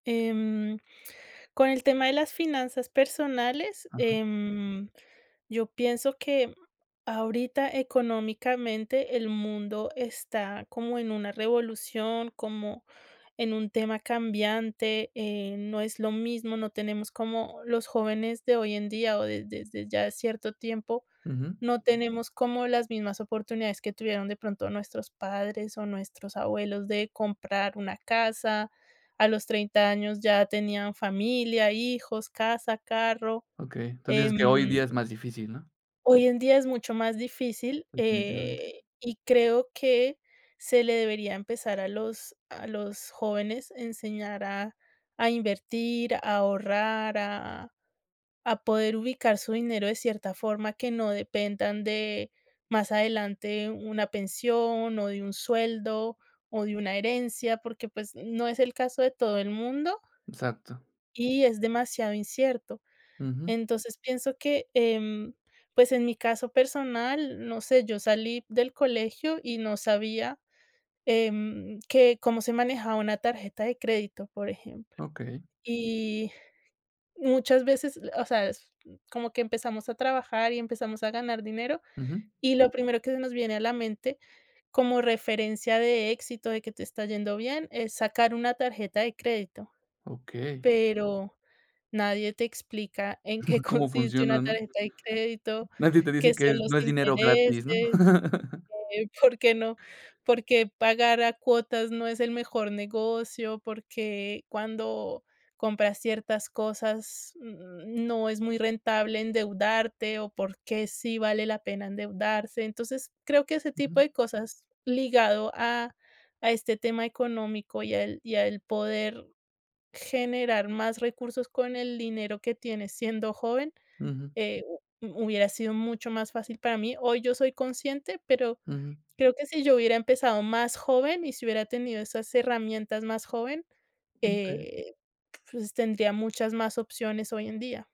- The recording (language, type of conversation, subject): Spanish, podcast, ¿Qué habilidades prácticas te hubiera gustado aprender en la escuela?
- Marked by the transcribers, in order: other background noise; laughing while speaking: "qué consiste"; chuckle; tapping; other noise; laughing while speaking: "por qué no"; chuckle